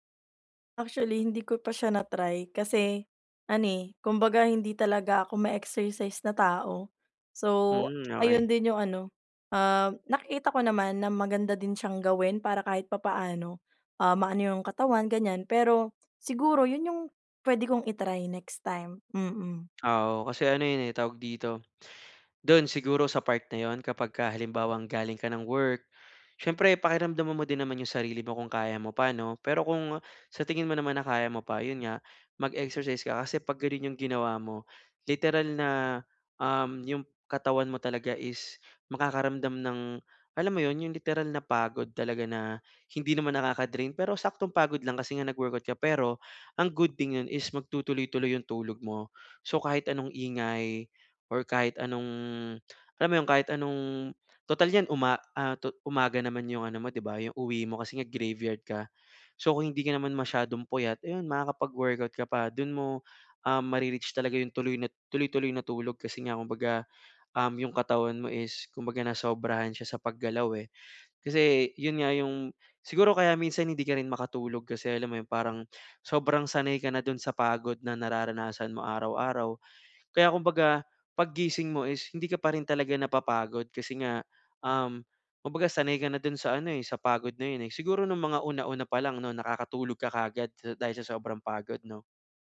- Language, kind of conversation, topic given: Filipino, advice, Paano ako makakapagpahinga at makarelaks kung madalas akong naaabala ng ingay o mga alalahanin?
- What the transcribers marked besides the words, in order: other background noise; tapping; "nag-workout" said as "wowot"